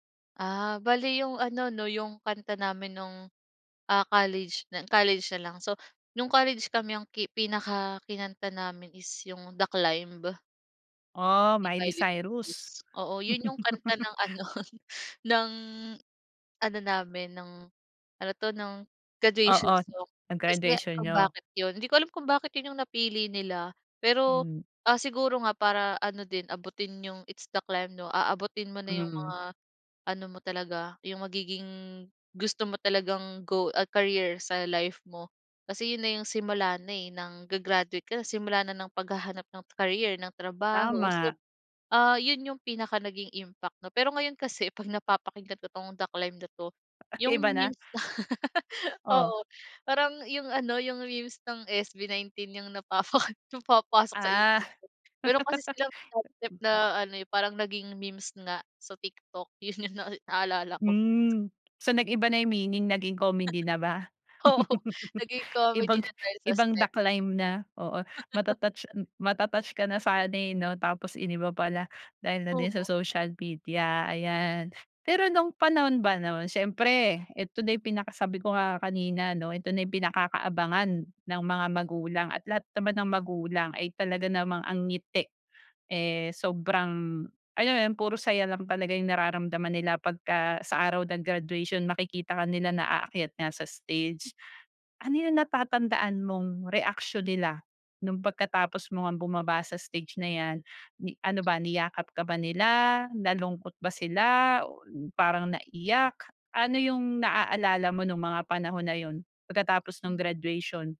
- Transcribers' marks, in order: tapping; laugh; laughing while speaking: "Ay"; laugh; laughing while speaking: "napapa"; laugh; laughing while speaking: "yung nai naalala ko"; chuckle; laughing while speaking: "Oo"; laugh; laugh
- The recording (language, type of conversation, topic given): Filipino, podcast, Kumusta ang araw ng iyong pagtatapos, at ano ang pinakatumatak sa iyo?